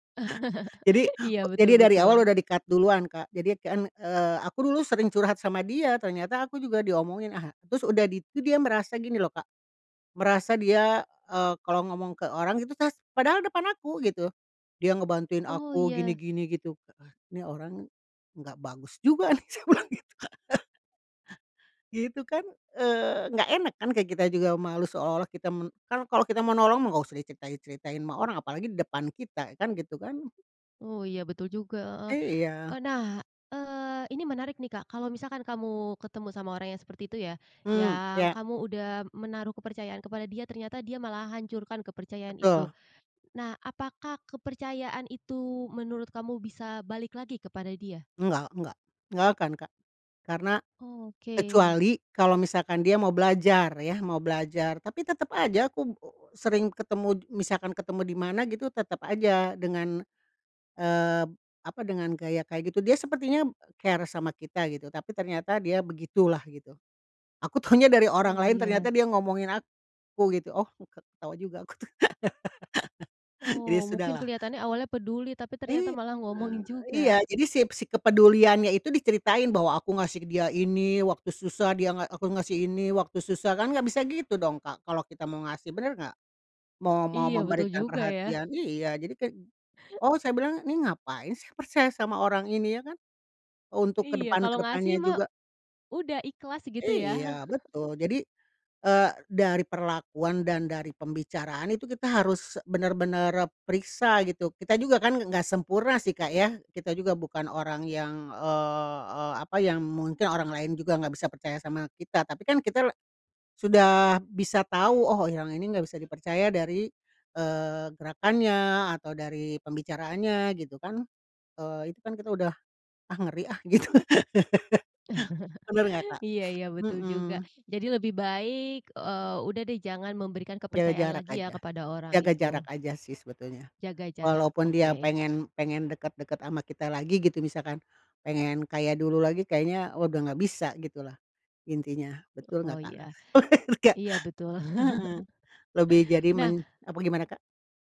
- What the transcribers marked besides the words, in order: laugh; in English: "di-cut"; laughing while speaking: "saya bilang gitu, Kak"; laugh; in English: "care"; laughing while speaking: "taunya"; laugh; other background noise; chuckle; chuckle; laugh; laughing while speaking: "Bener"; chuckle
- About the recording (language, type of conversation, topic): Indonesian, podcast, Menurutmu, apa tanda awal kalau seseorang bisa dipercaya?